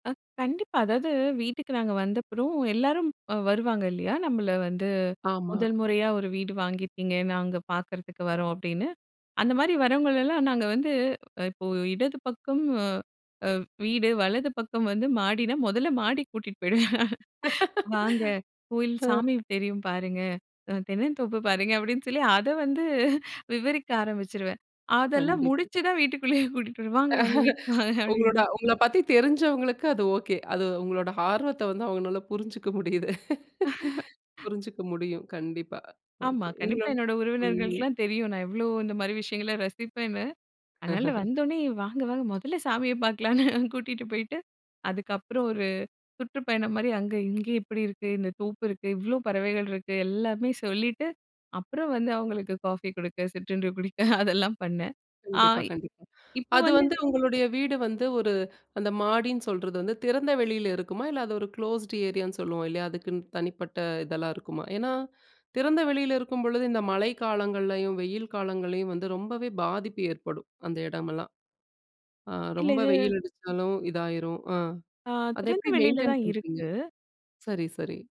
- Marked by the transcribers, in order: laughing while speaking: "மொதல்ல மாடிக்கு கூட்டிட்டு போயிடுவேன். வாங்க … வீட்டுக்கு வாங்க அப்படின்னு"; laugh; laugh; chuckle; laugh; laughing while speaking: "ஆமா, கண்டிப்பா என்னோட உறவினர்களுக்கெல்லாம் தெரியும் … ஆ, இப்போ வந்து"; in English: "க்ளோஸ்ட் ஏரியான்னு"; in English: "மெயின்டெய்ன்"
- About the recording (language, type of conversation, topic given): Tamil, podcast, வீட்டில் உங்களுக்கு மிகவும் பிடித்த இடம் எது, ஏன்?